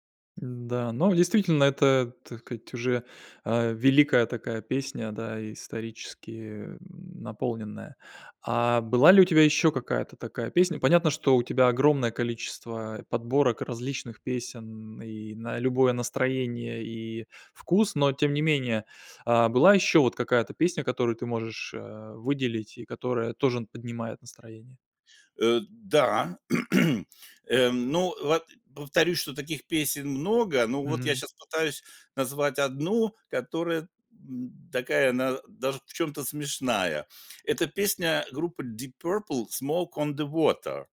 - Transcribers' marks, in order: throat clearing
- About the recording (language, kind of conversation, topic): Russian, podcast, Какая песня мгновенно поднимает тебе настроение?